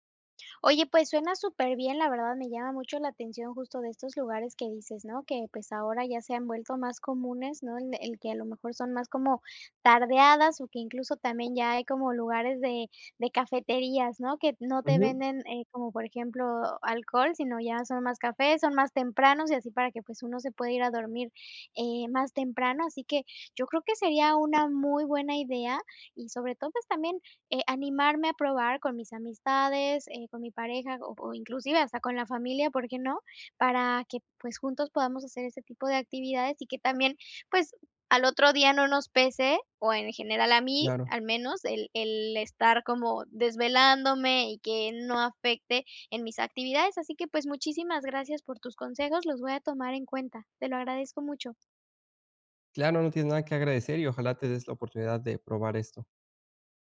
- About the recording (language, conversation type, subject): Spanish, advice, ¿Cómo puedo equilibrar la diversión con mi bienestar personal?
- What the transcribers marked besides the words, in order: tapping